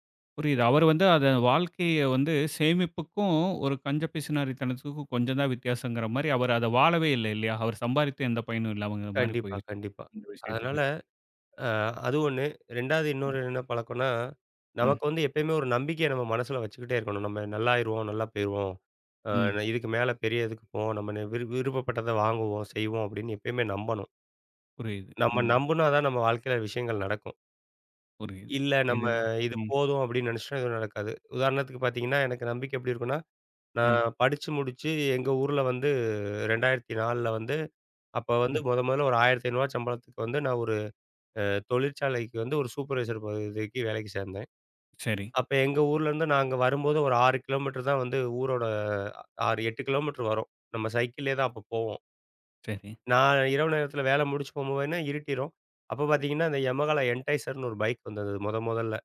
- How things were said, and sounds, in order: trusting: "நம்ம நம்புனாதான், நம்ம வாழ்க்கையில விஷயங்கள் நடக்கும்"; in English: "சூப்பர்வைசர்"; "போகும்போதெலாம்" said as "போம்போன்ன"; other background noise; in English: "என்டைசர்னு"
- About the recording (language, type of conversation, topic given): Tamil, podcast, சிறு பழக்கங்கள் எப்படி பெரிய முன்னேற்றத்தைத் தருகின்றன?